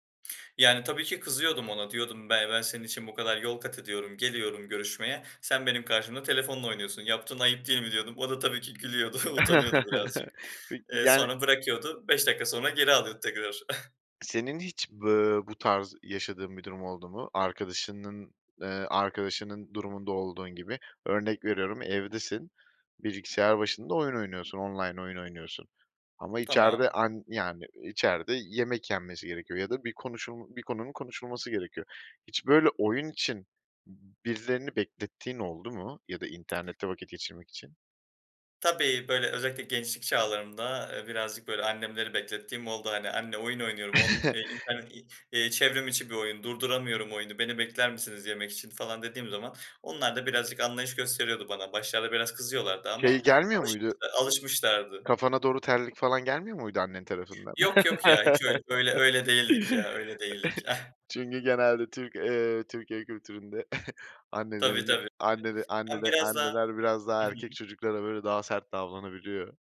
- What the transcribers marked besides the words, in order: tapping; laughing while speaking: "O da tabii ki gülüyordu, utanıyordu birazcık"; chuckle; chuckle; in English: "online"; chuckle; laugh; laughing while speaking: "Çünkü genelde, Türk eee, Türkiye kültüründe"; chuckle; other background noise
- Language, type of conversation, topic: Turkish, podcast, İnternetten uzak durmak için hangi pratik önerilerin var?
- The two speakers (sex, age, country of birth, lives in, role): male, 20-24, Turkey, Germany, guest; male, 30-34, Turkey, Poland, host